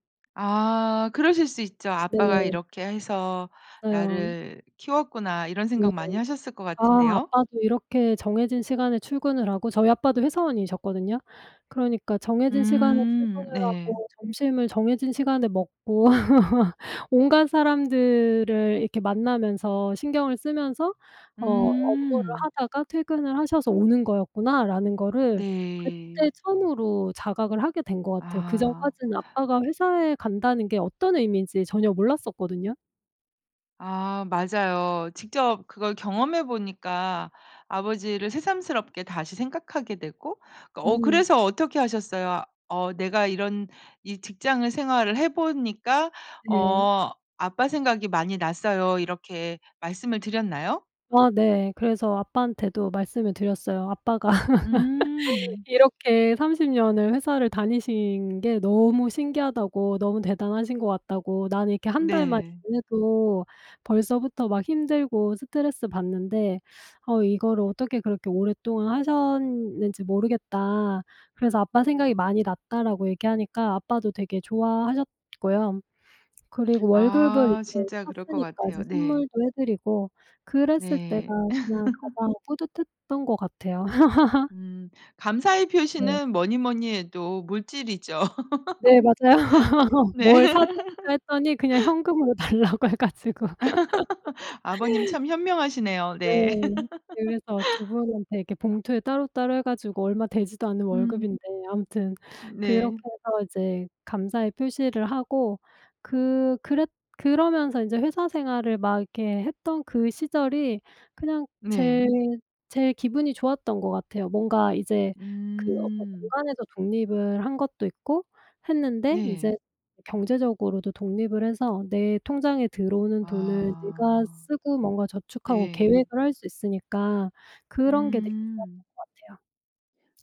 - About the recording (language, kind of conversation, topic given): Korean, podcast, 그 일로 가장 뿌듯했던 순간은 언제였나요?
- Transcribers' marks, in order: other background noise; laugh; laugh; tapping; laugh; laugh; laugh; laughing while speaking: "네"; laugh; laugh; laughing while speaking: "달라고 해 가지고"; laugh; laugh